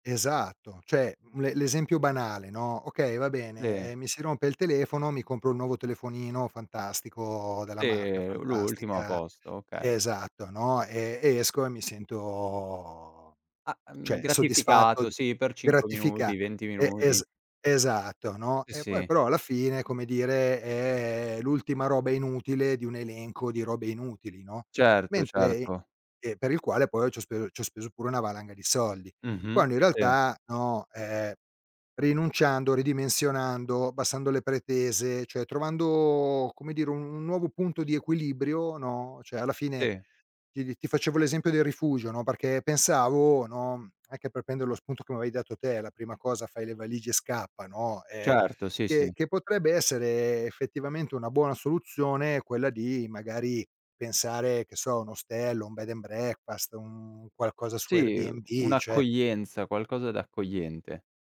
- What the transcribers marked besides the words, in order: drawn out: "sento"; drawn out: "è"; "speso" said as "speo"; drawn out: "trovando"
- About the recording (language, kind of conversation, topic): Italian, advice, Perché stai pensando di cambiare carriera a metà della tua vita?
- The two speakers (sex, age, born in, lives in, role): male, 18-19, Italy, Italy, advisor; male, 50-54, Italy, Italy, user